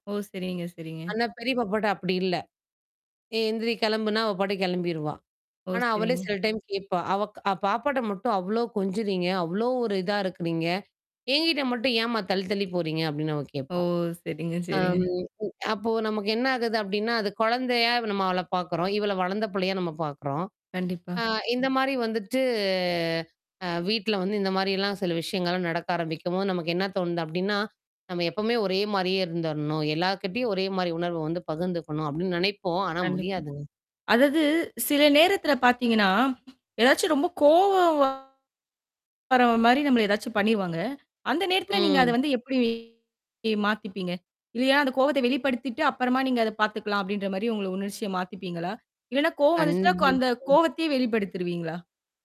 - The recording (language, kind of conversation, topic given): Tamil, podcast, உங்கள் வீட்டில் உணர்ச்சிகளை எப்படிப் பகிர்ந்து கொள்கிறீர்கள்?
- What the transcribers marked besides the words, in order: distorted speech; static; laughing while speaking: "செரிங்க, செரிங்க"; drawn out: "வந்துட்டு"; mechanical hum; drawn out: "கண்டிப்பா"